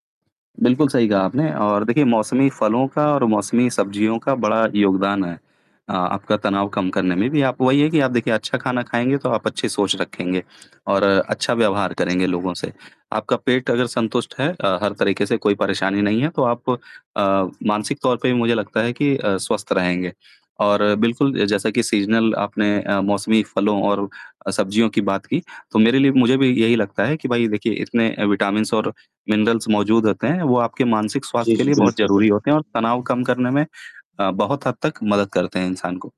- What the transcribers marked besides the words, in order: static; other background noise; in English: "सीज़नल"; in English: "विटामिन्स"; in English: "मिनरल्स"
- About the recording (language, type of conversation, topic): Hindi, unstructured, आप अपने मानसिक स्वास्थ्य को बेहतर रखने के लिए कौन-कौन सी गतिविधियाँ करते हैं?